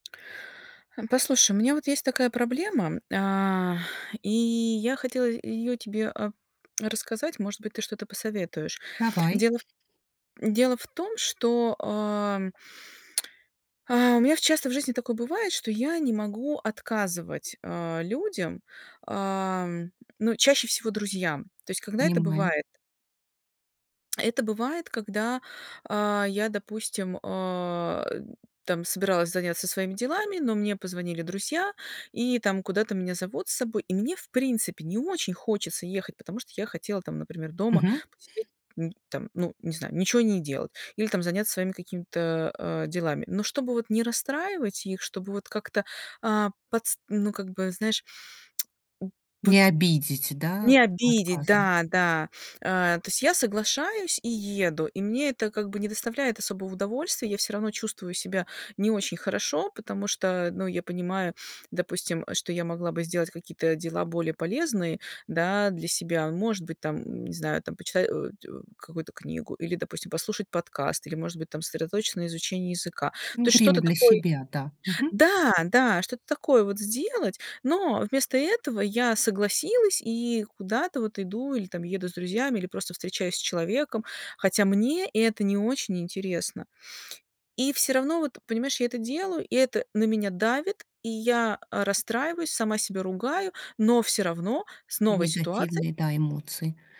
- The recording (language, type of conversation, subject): Russian, advice, Как научиться говорить «нет», не расстраивая других?
- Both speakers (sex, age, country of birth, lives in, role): female, 40-44, Russia, Portugal, user; female, 40-44, Russia, United States, advisor
- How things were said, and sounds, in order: tapping